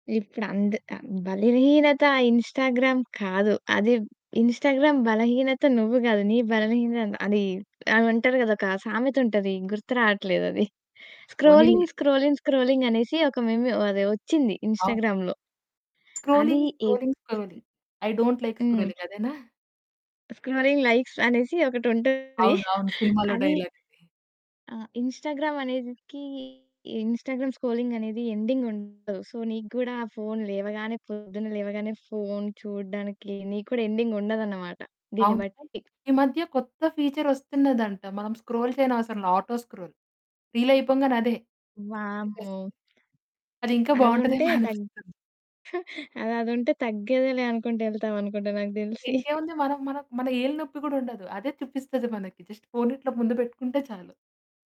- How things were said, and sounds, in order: in English: "ఇన్‌స్టాగ్రామ్"; in English: "ఇన్‌స్టాగ్రామ్"; in English: "స్క్రోలింగ్, స్క్రోలింగ్, స్క్రోలింగ్"; in English: "మీమ్"; other background noise; in English: "స్క్రోలింగ్, స్క్రోలింగ్, స్క్రోలింగ్. ఐ డోంట్ లైక్ స్క్రోలింగ్"; in English: "ఇన్‌స్టాగ్రామ్‌లో"; in English: "స్క్రోలింగ్, లైక్స్"; distorted speech; chuckle; in English: "డైలాగ్"; in English: "ఇన్‌స్టాగ్రామ్"; in English: "ఇన్‌స్టాగ్రామ్ స్క్రోలింగ్"; in English: "ఎండింగ్"; in English: "సో"; in English: "ఎండింగ్"; in English: "ఫీచర్"; in English: "స్క్రోల్"; in English: "ఆటో స్క్రోల్ రీల్"; chuckle; chuckle; in English: "జస్ట్"
- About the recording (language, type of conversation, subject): Telugu, podcast, లేచిన వెంటనే మీరు ఫోన్ చూస్తారా?